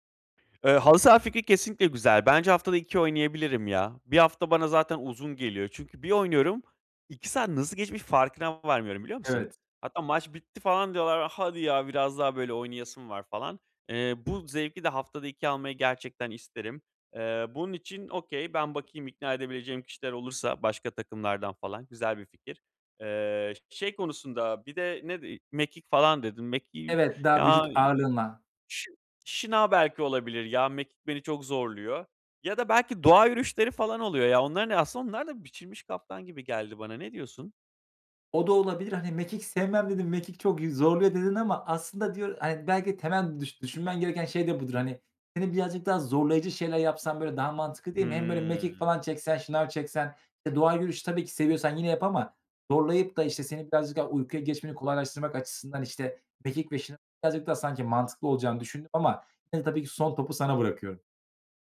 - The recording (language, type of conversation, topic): Turkish, advice, Yatmadan önce ekran kullanımını azaltmak uykuya geçişimi nasıl kolaylaştırır?
- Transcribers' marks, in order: other background noise; in English: "okay"; other noise